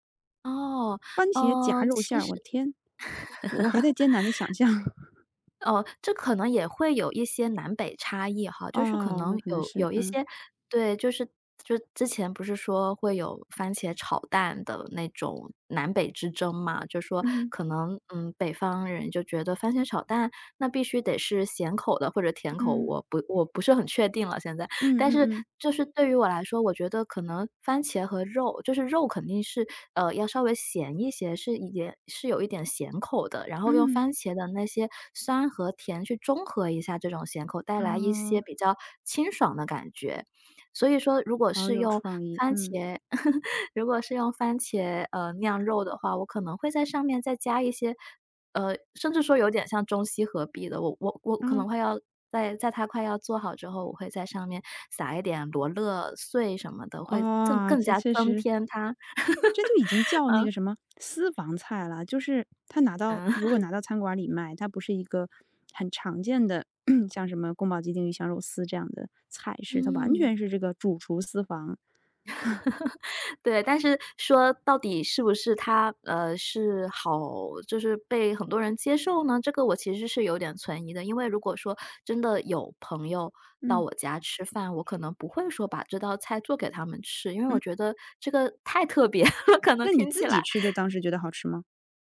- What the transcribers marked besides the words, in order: laugh; chuckle; laugh; laugh; laugh; throat clearing; laugh; chuckle; laughing while speaking: "别了， 可能听起来"
- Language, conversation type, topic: Chinese, podcast, 你会把烹饪当成一种创作吗？